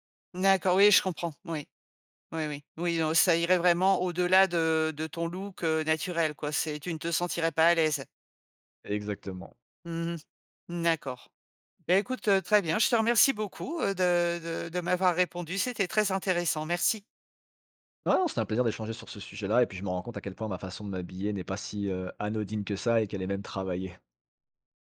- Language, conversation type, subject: French, podcast, Comment trouves-tu l’inspiration pour t’habiller chaque matin ?
- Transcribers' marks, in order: none